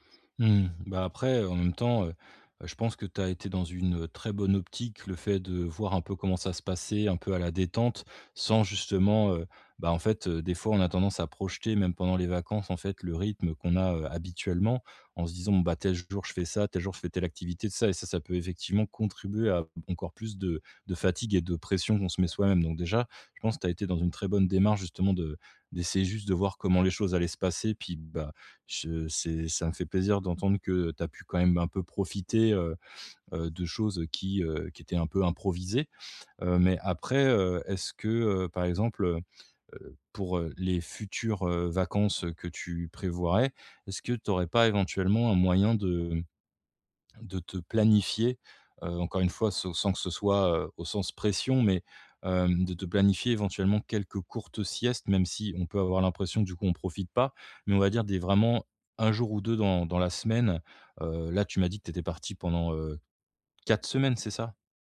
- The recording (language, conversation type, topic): French, advice, Comment gérer la fatigue et la surcharge pendant les vacances sans rater les fêtes ?
- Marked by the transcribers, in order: none